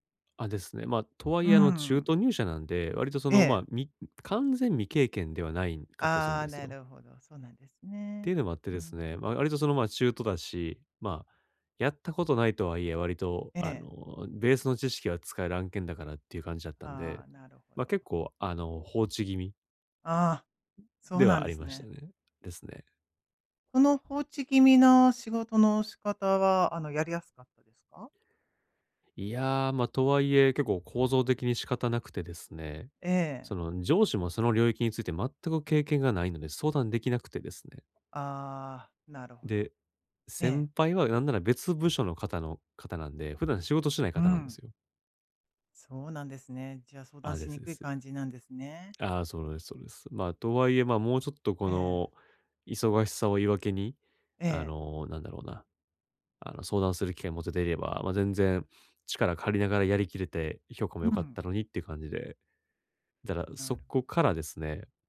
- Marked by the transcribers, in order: none
- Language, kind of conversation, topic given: Japanese, advice, どうすれば挫折感を乗り越えて一貫性を取り戻せますか？